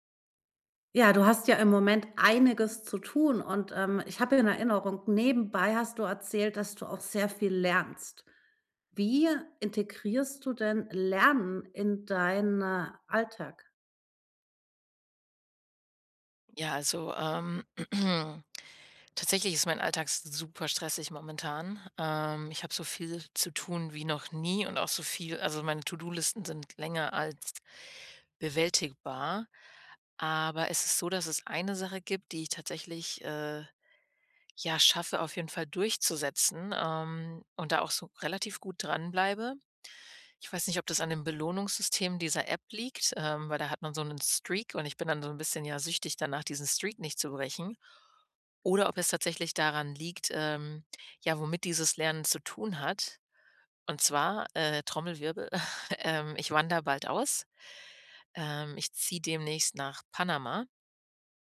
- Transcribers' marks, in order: throat clearing; in English: "Streak"; in English: "Streak"; snort
- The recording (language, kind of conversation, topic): German, podcast, Wie planst du Zeit fürs Lernen neben Arbeit und Alltag?